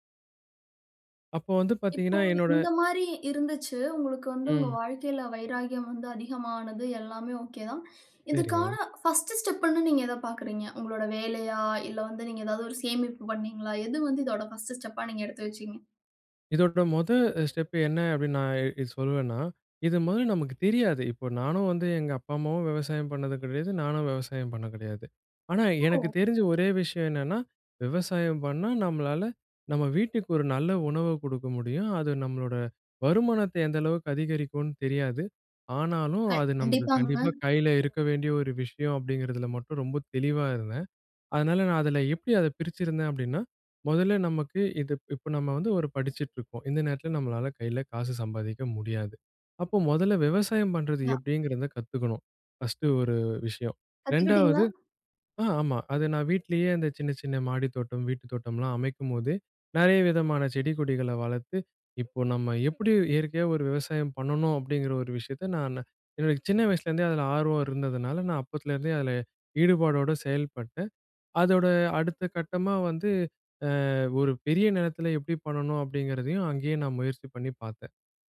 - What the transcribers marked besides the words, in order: inhale; in English: "ஃபர்ஸ்ட் ஸ்டெப்புன்னு"; in English: "ஃபர்ஸ்ட் ஸ்டெப்புன்னு"; other street noise; other background noise; other noise; unintelligible speech; horn
- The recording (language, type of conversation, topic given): Tamil, podcast, முடிவுகளைச் சிறு பகுதிகளாகப் பிரிப்பது எப்படி உதவும்?